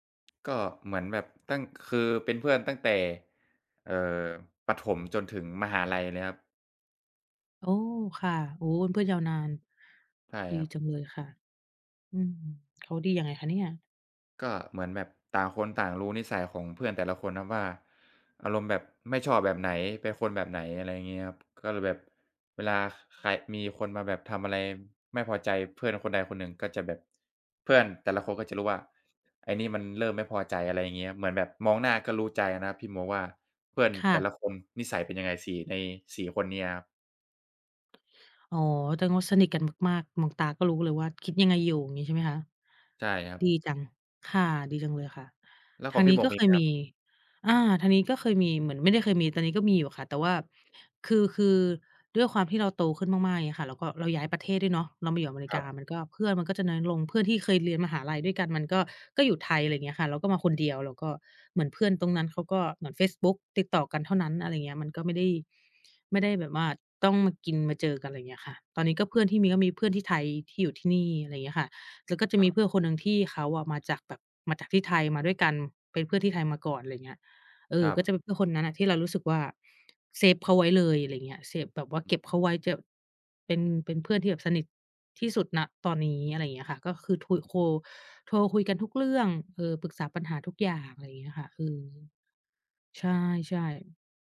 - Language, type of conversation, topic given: Thai, unstructured, เพื่อนที่ดีมีผลต่อชีวิตคุณอย่างไรบ้าง?
- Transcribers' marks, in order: "พี่" said as "พิ"; "เพื่อน" said as "เปิ๊น"; other background noise